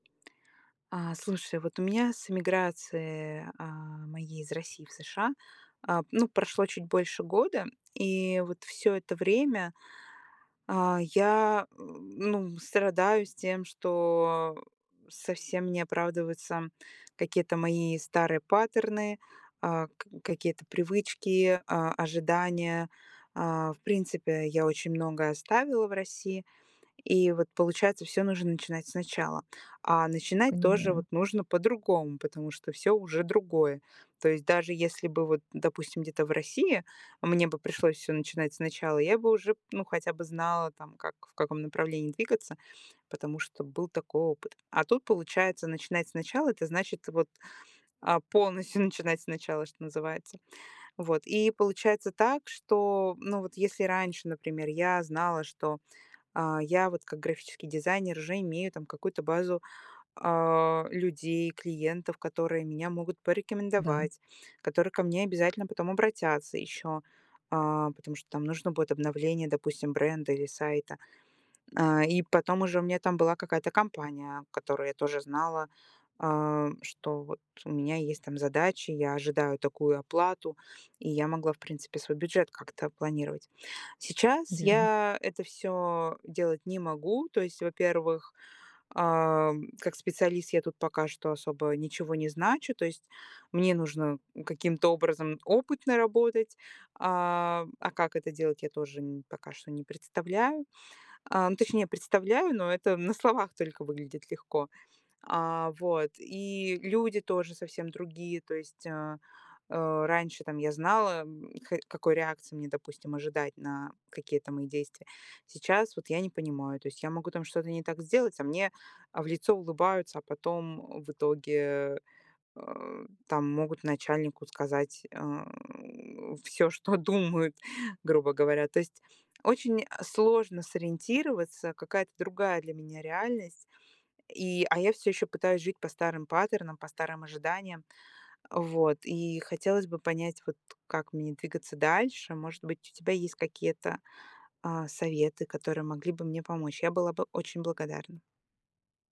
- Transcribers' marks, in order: tapping; in English: "паттерны"; laughing while speaking: "начинать"; laughing while speaking: "на словах"; laughing while speaking: "думают"; in English: "паттернам"
- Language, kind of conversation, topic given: Russian, advice, Как мне отпустить прежние ожидания и принять новую реальность?
- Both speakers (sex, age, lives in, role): female, 25-29, United States, user; female, 40-44, United States, advisor